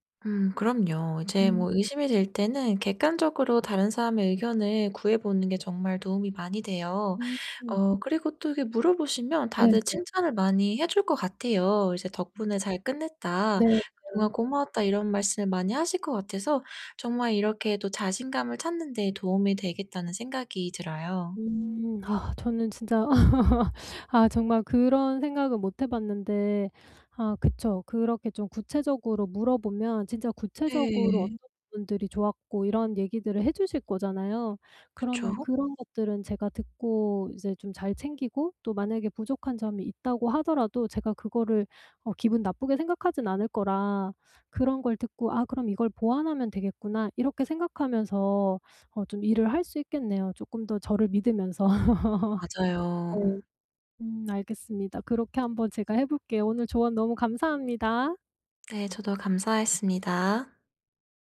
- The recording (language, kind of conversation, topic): Korean, advice, 자신감 부족과 자기 의심을 어떻게 관리하면 좋을까요?
- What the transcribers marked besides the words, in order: other background noise; laugh; laugh